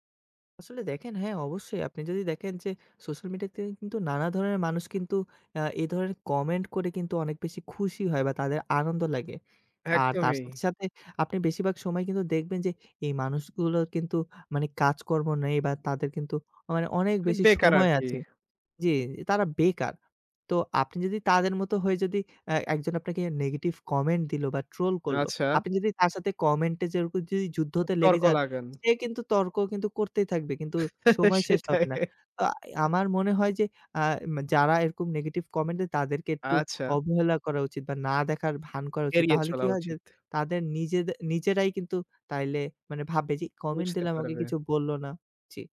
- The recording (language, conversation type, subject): Bengali, podcast, অত্যন্ত নেতিবাচক মন্তব্য বা ট্রোলিং কীভাবে সামলাবেন?
- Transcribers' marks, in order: other background noise; laughing while speaking: "সেটাই"